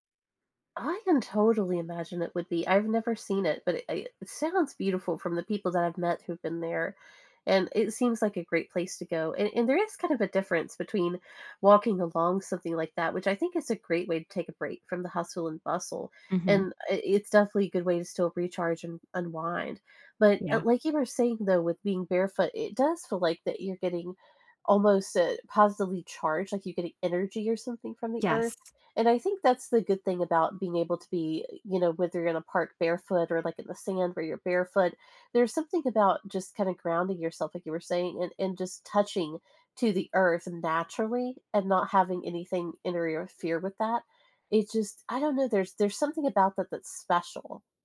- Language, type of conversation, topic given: English, unstructured, How can I use nature to improve my mental health?
- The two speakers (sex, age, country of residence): female, 30-34, United States; female, 35-39, United States
- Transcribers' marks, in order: tapping